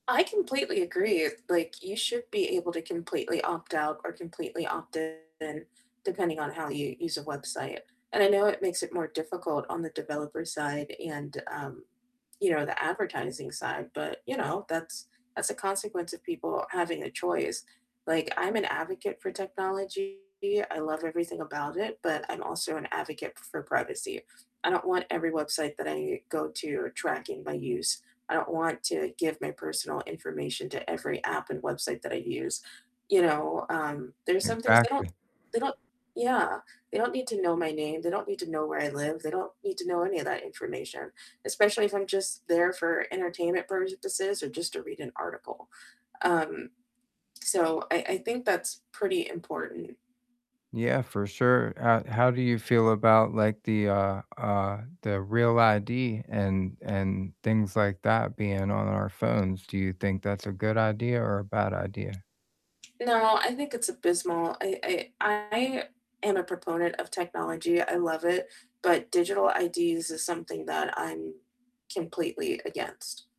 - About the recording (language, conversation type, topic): English, unstructured, How do you feel about the amount of personal data companies collect?
- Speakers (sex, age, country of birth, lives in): female, 35-39, United States, United States; male, 45-49, United States, United States
- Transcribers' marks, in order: distorted speech; other background noise; tapping; static